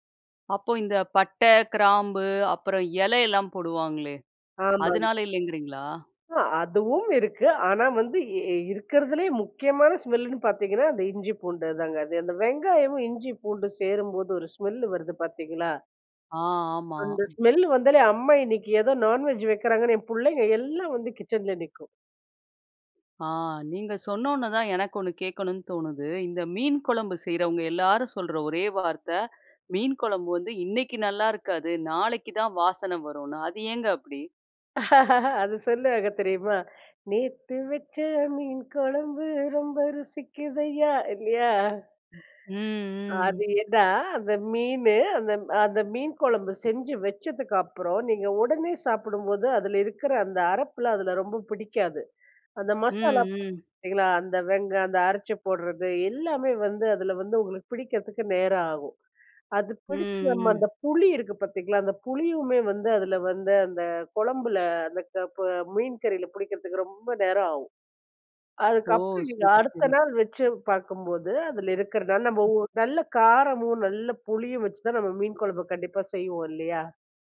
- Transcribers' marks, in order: "இலை" said as "எலை"; other background noise; in English: "நான்வெஜ்"; "வரும்னு" said as "வருன்னு"; laughing while speaking: "அது சொல்லுவாங்க தெரியுமா?"; singing: "நேத்து வச்ச மீன் கொழம்பு ரொம்ப ருசிக்குதைய்யா"; other noise
- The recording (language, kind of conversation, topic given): Tamil, podcast, உணவு சுடும் போது வரும் வாசனைக்கு தொடர்பான ஒரு நினைவை நீங்கள் பகிர முடியுமா?